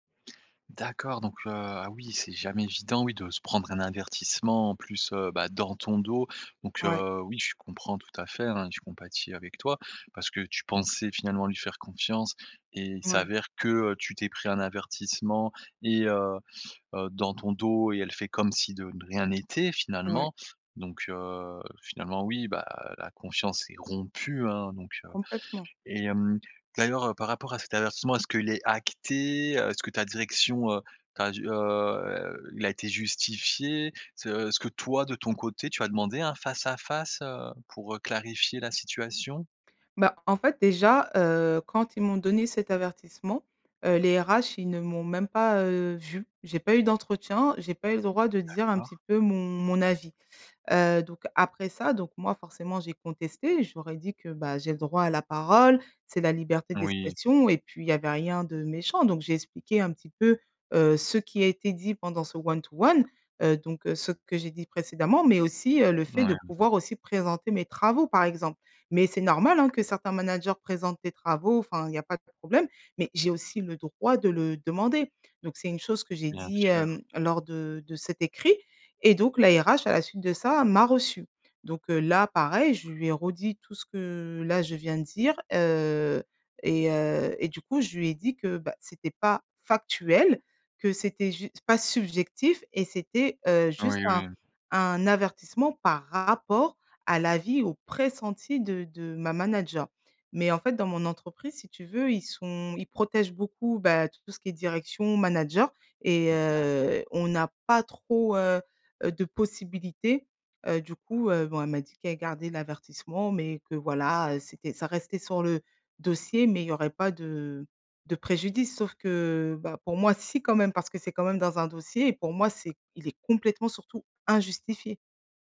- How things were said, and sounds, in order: "avertissement" said as "invertissement"; drawn out: "heu"; tapping; in English: "one to one"; stressed: "injustifié"
- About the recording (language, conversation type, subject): French, advice, Comment ta confiance en toi a-t-elle diminué après un échec ou une critique ?